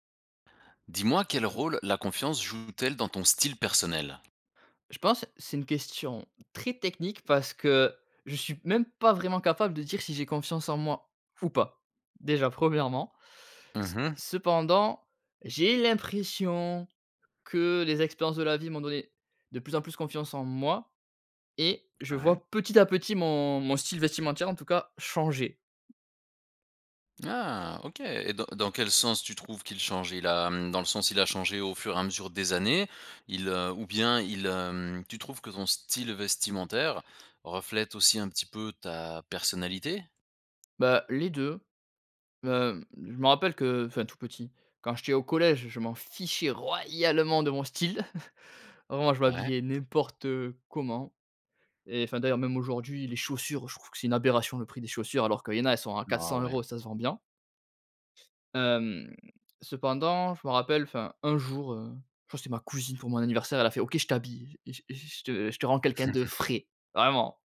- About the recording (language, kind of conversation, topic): French, podcast, Quel rôle la confiance joue-t-elle dans ton style personnel ?
- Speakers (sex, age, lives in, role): male, 30-34, France, guest; male, 35-39, Belgium, host
- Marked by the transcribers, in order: stressed: "royalement"; chuckle; chuckle; stressed: "frais, vraiment"